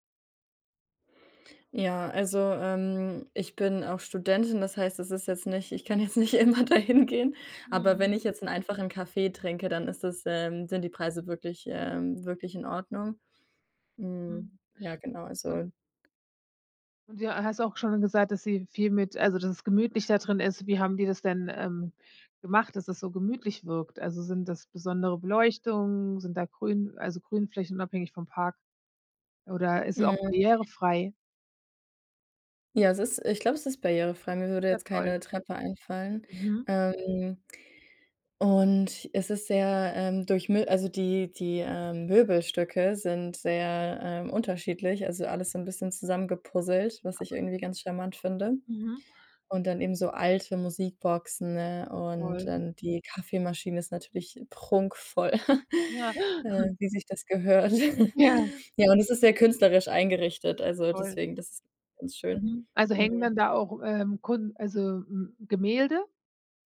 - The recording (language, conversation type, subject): German, podcast, Wie wichtig sind Cafés, Parks und Plätze für Begegnungen?
- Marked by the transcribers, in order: laughing while speaking: "jetzt nicht immer da hingehen"; other background noise; chuckle